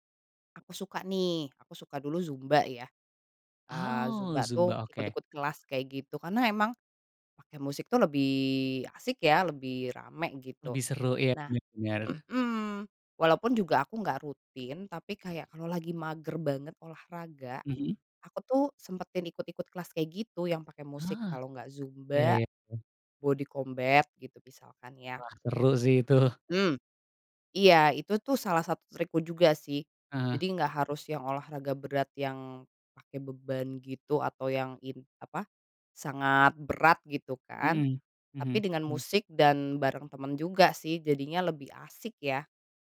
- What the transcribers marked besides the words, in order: in English: "body combat"
- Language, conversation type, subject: Indonesian, podcast, Bagaimana kamu tetap aktif tanpa olahraga berat?